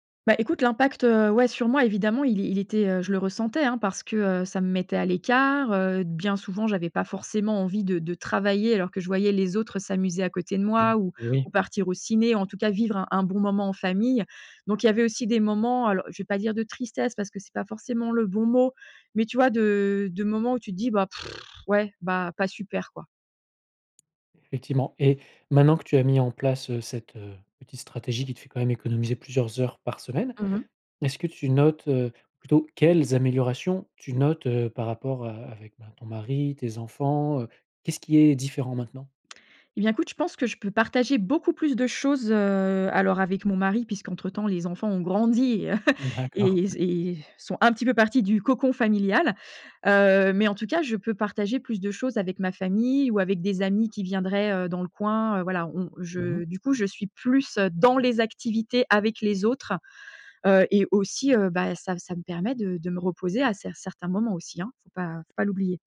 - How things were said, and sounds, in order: other background noise; scoff; "Effectivement" said as "etiement"; chuckle; stressed: "dans"
- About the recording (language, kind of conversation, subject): French, podcast, Comment trouver un bon équilibre entre le travail et la vie de famille ?